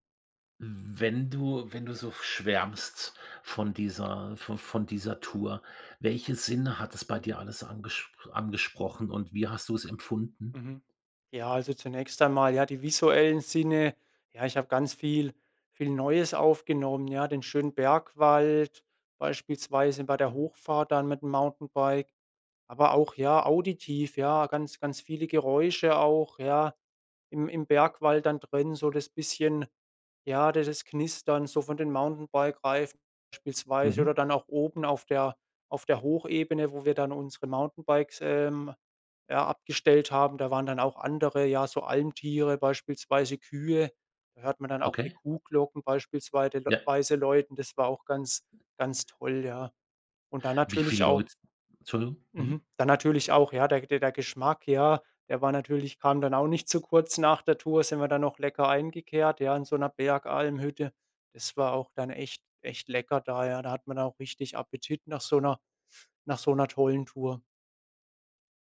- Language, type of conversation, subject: German, podcast, Erzählst du mir von deinem schönsten Naturerlebnis?
- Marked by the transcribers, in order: none